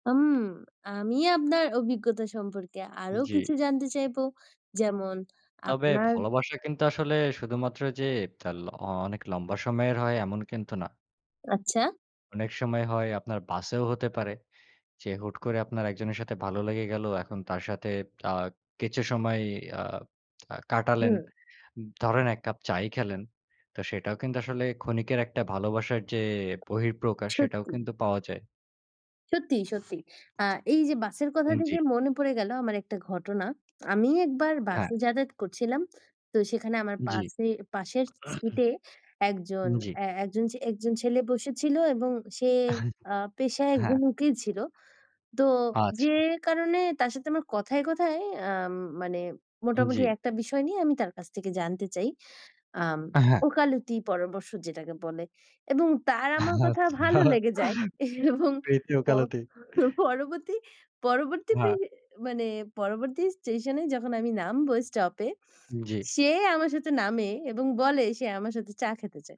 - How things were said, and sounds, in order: tapping; other noise; cough; "পাশে" said as "পাছে"; chuckle; laughing while speaking: "আচ্ছা, প্রীতি ওকালতি"
- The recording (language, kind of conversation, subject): Bengali, unstructured, তোমার মতে ভালোবাসার সবচেয়ে সুন্দর মুহূর্ত কোনটি?